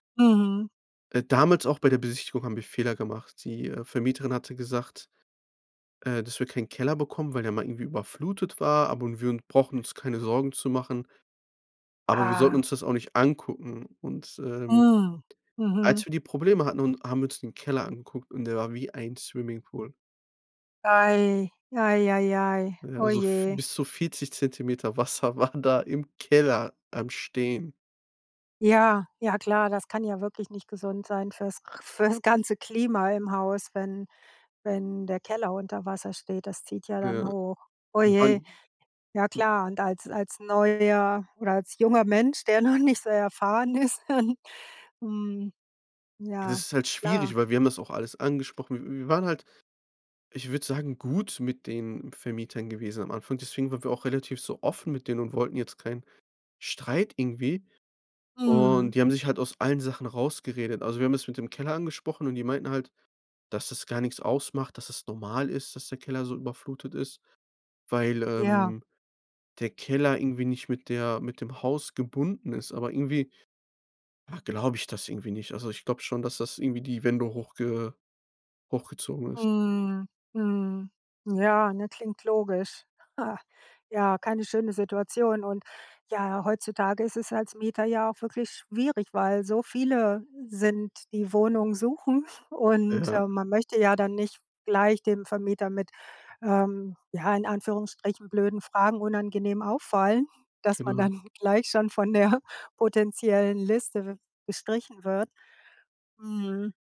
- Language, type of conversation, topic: German, podcast, Wann hat ein Umzug dein Leben unerwartet verändert?
- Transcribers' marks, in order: laughing while speaking: "Wasser waren da"; stressed: "Keller"; unintelligible speech; laughing while speaking: "noch"; laughing while speaking: "ist ähm"; stressed: "Streit"; other noise; laughing while speaking: "von der"